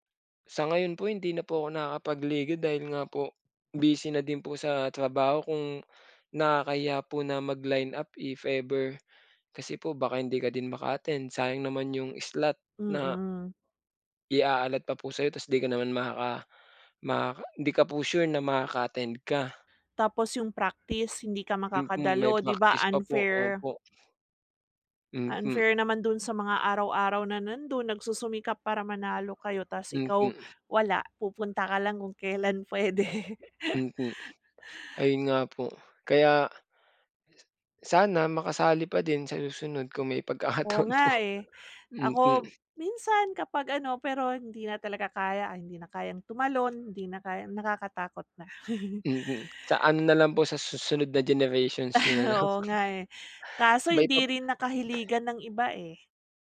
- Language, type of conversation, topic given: Filipino, unstructured, Anong isport ang pinaka-nasisiyahan kang laruin, at bakit?
- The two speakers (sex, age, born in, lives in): female, 40-44, Philippines, Philippines; male, 25-29, Philippines, Philippines
- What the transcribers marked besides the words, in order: tapping; other background noise; laughing while speaking: "puwede"; laughing while speaking: "pagkakataon po"; chuckle; chuckle; laughing while speaking: "na lang"